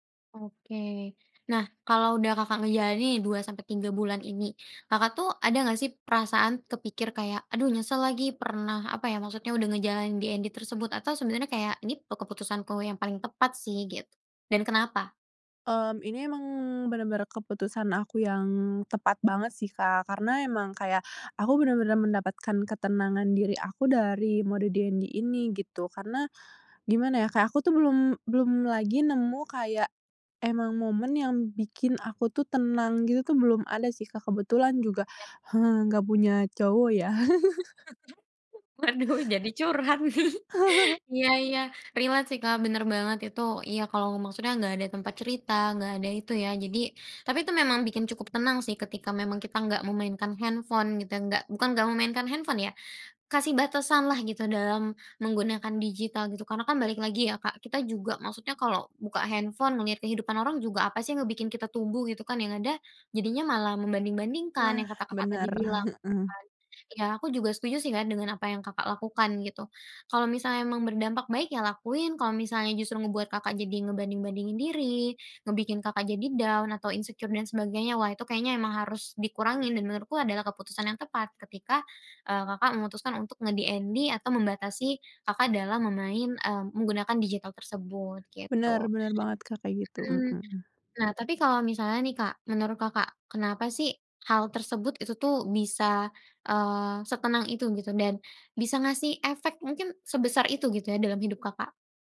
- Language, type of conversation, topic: Indonesian, podcast, Bisakah kamu menceritakan momen tenang yang membuatmu merasa hidupmu berubah?
- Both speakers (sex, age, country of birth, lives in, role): female, 20-24, Indonesia, Indonesia, guest; female, 20-24, Indonesia, Indonesia, host
- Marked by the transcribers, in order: in English: "DND"; in English: "DND"; chuckle; laughing while speaking: "Waduh, jadi curhat, nih"; chuckle; in English: "relate"; chuckle; in English: "down"; in English: "insecure"; in English: "nge-DND"